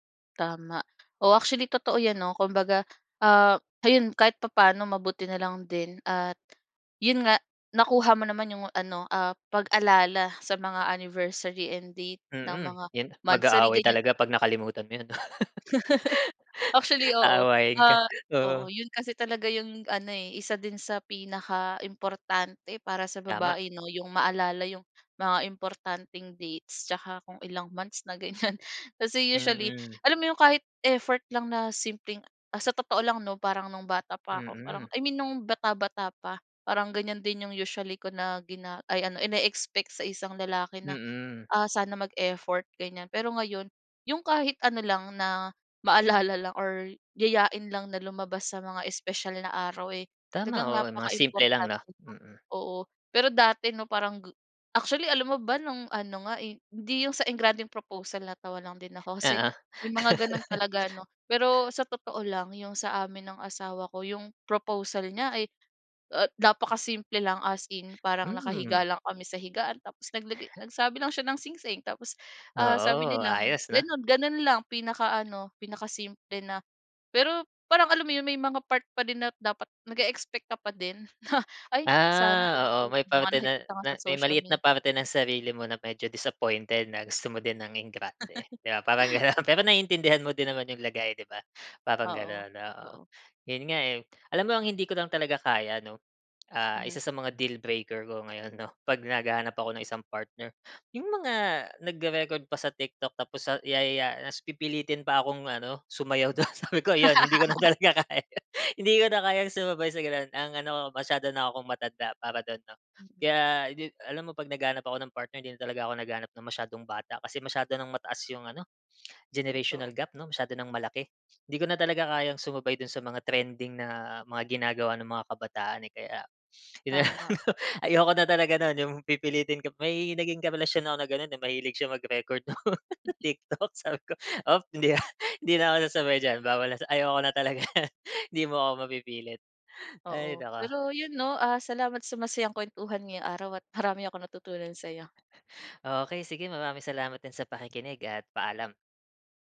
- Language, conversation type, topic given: Filipino, podcast, Anong epekto ng midyang panlipunan sa isang relasyon, sa tingin mo?
- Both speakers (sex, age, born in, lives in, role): female, 25-29, Philippines, Philippines, host; male, 35-39, Philippines, Philippines, guest
- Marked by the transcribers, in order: other noise; other background noise; laugh; laughing while speaking: "ganyan"; chuckle; laughing while speaking: "gano'n"; tapping; in English: "deal breaker"; laughing while speaking: "do'n. Sabi ko 'yon. Hindi ko na talaga kaya"; in English: "generational gap"; sniff; laughing while speaking: "'yon na lang 'no, ayoko na talaga no'n"; laughing while speaking: "no'ng TikTok"; laughing while speaking: "hindi na"; laughing while speaking: "talaga"